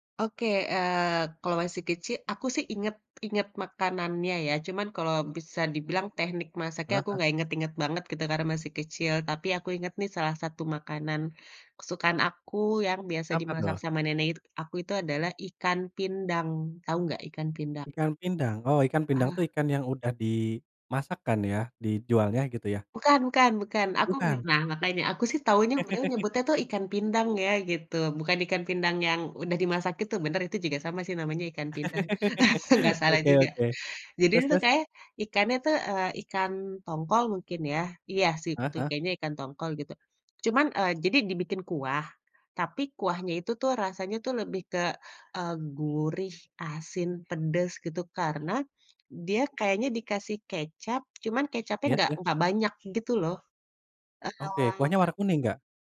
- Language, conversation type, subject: Indonesian, podcast, Ceritakan pengalaman memasak bersama keluarga yang paling hangat?
- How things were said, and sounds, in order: laugh; laugh; laugh